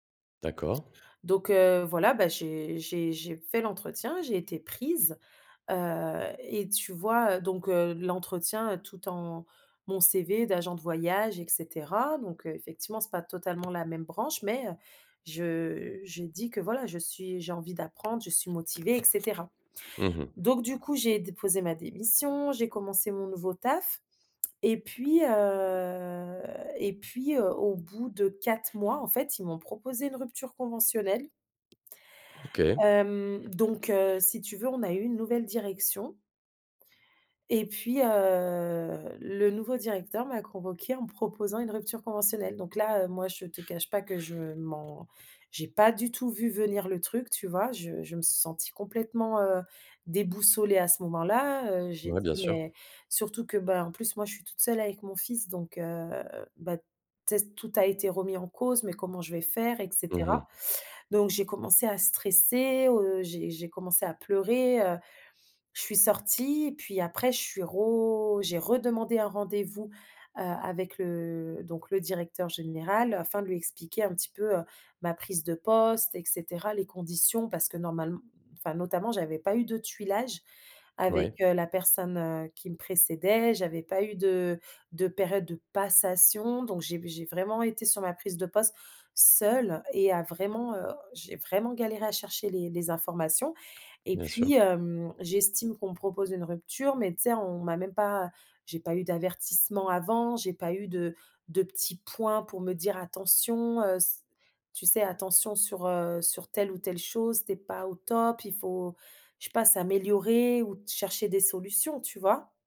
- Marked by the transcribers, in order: tapping; drawn out: "heu"; drawn out: "heu"; other background noise; stressed: "passation"
- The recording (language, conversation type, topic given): French, advice, Que puis-je faire après avoir perdu mon emploi, alors que mon avenir professionnel est incertain ?